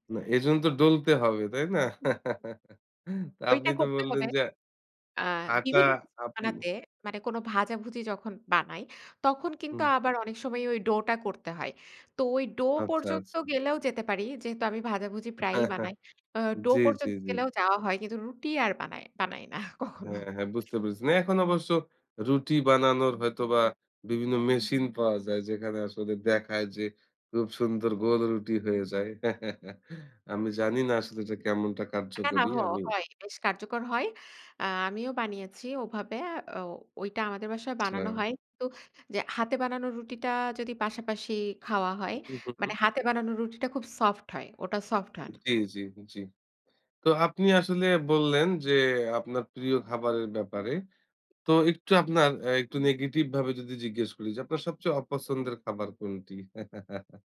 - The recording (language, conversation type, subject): Bengali, podcast, মন খারাপ থাকলে কোন খাবার আপনাকে সান্ত্বনা দেয়?
- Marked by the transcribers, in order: unintelligible speech; chuckle; laughing while speaking: "হ্যাঁ, হ্যাঁ"; laughing while speaking: "না কখনো"; chuckle; other background noise; "আচ্ছা" said as "চ্ছা"; unintelligible speech; chuckle